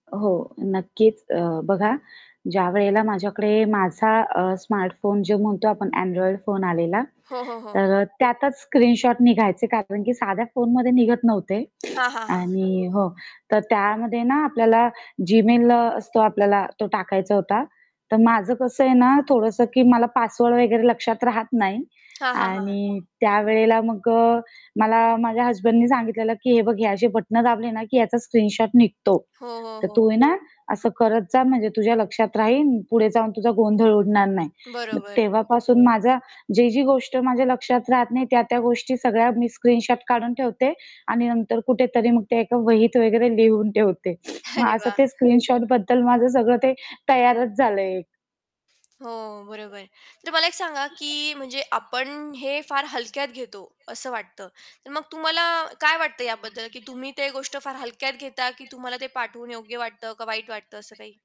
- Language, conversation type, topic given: Marathi, podcast, स्क्रीनशॉट पाठवणे तुम्हाला योग्य वाटते का?
- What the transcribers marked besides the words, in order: static; distorted speech; sniff; tapping; other background noise; sniff; chuckle; background speech